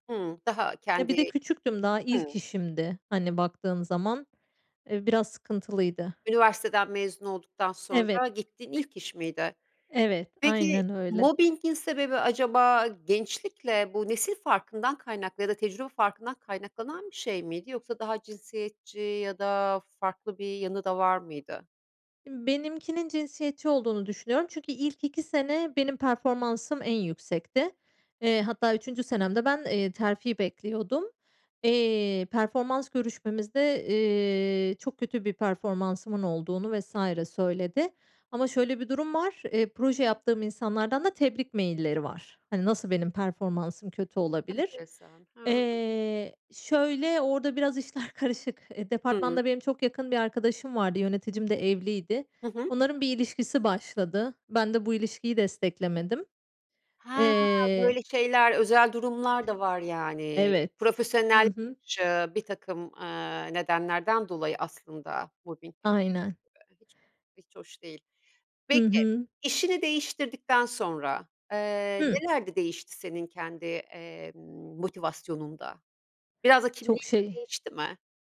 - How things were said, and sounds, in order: other noise; laughing while speaking: "işler karışık"; surprised: "Ha, böyle şeyler, özel durumlar da var, yani"; other background noise; unintelligible speech
- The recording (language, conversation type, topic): Turkish, podcast, İş değiştirmeye karar verirken seni en çok ne düşündürür?